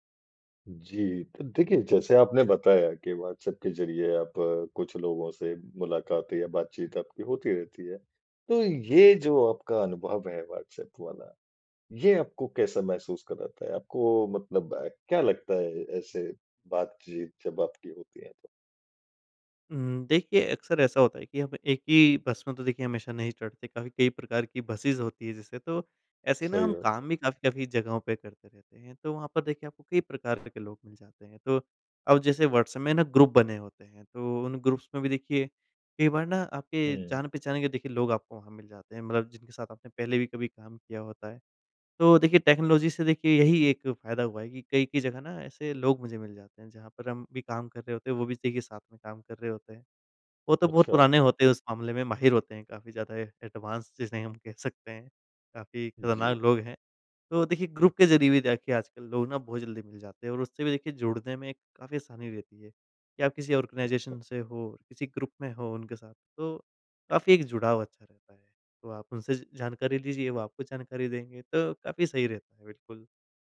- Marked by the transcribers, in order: tapping; in English: "बसिज़"; other background noise; in English: "ग्रुप"; in English: "ग्रुप्स"; in English: "टेक्नोलॉजी"; in English: "एडवांस"; in English: "ग्रुप"; in English: "ऑर्गेनाइज़ेशन"; in English: "ग्रुप"
- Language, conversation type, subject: Hindi, podcast, दूर रहने वालों से जुड़ने में तकनीक तुम्हारी कैसे मदद करती है?